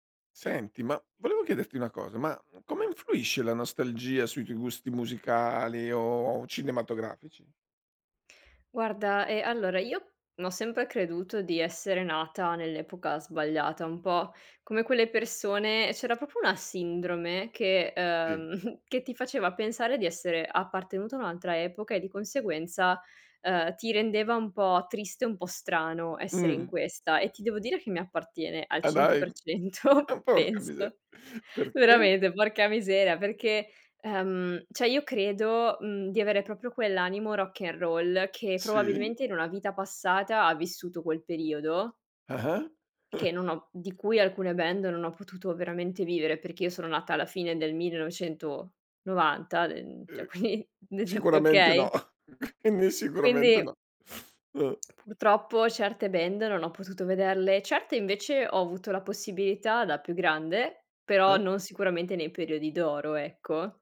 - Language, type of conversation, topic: Italian, podcast, In che modo la nostalgia influenza i tuoi gusti musicali e cinematografici?
- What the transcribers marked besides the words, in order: "proprio" said as "propo"; other background noise; snort; laughing while speaking: "cento per cento"; laughing while speaking: "Veramente"; "proprio" said as "propio"; chuckle; "cioè" said as "ceh"; laughing while speaking: "quindi nel"; chuckle